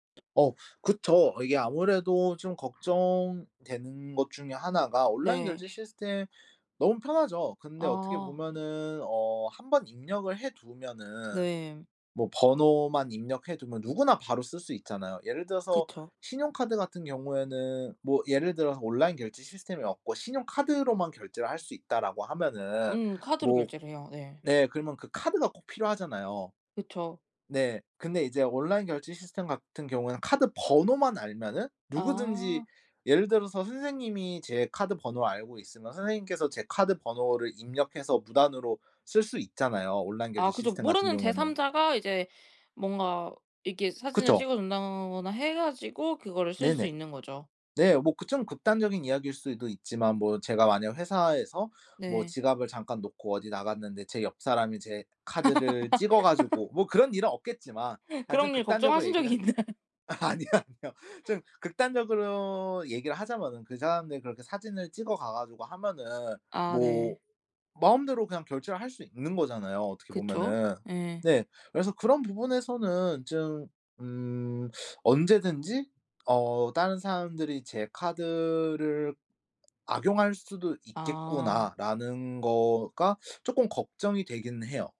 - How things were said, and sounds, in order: laugh; laugh; laughing while speaking: "있나요?"; laugh; laughing while speaking: "아니요 아니요"; teeth sucking; teeth sucking
- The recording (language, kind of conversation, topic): Korean, podcast, 온라인 결제할 때 가장 걱정되는 건 무엇인가요?